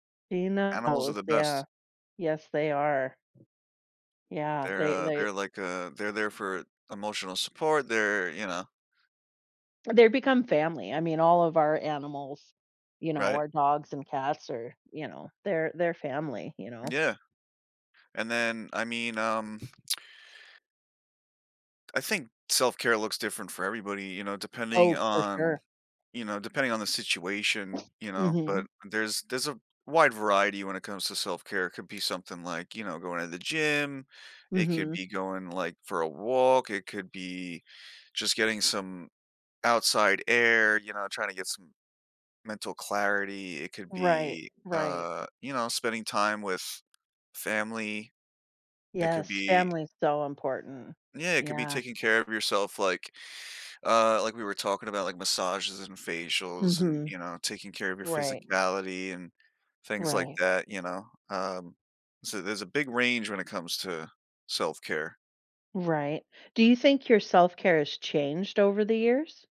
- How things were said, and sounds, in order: other background noise; tapping
- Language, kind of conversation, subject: English, unstructured, How do you prioritize your well-being in everyday life?
- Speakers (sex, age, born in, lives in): female, 40-44, United States, United States; male, 35-39, United States, United States